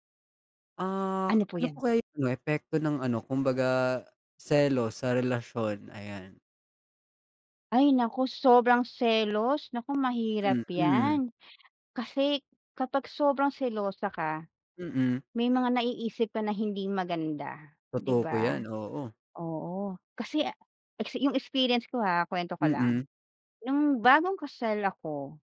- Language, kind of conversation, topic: Filipino, unstructured, Ano ang epekto ng labis na selos sa isang relasyon?
- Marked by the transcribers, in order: other background noise; stressed: "sobrang"; tapping